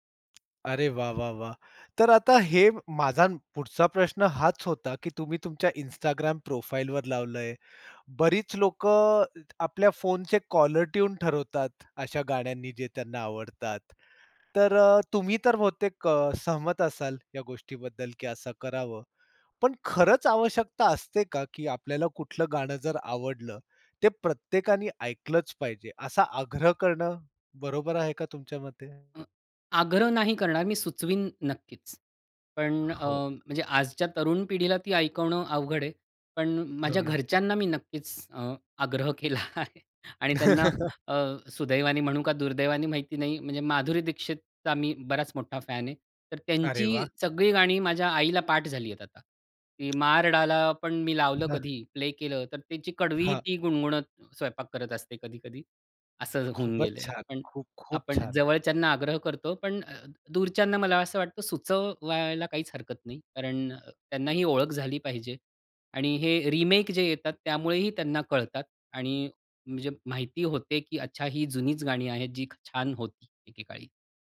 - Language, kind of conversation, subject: Marathi, podcast, तुझ्या आयुष्यातल्या प्रत्येक दशकाचं प्रतिनिधित्व करणारे एक-एक गाणं निवडायचं झालं, तर तू कोणती गाणी निवडशील?
- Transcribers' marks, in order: tapping; other background noise; laughing while speaking: "केला आहे"; laugh; in Hindi: "मार डाला"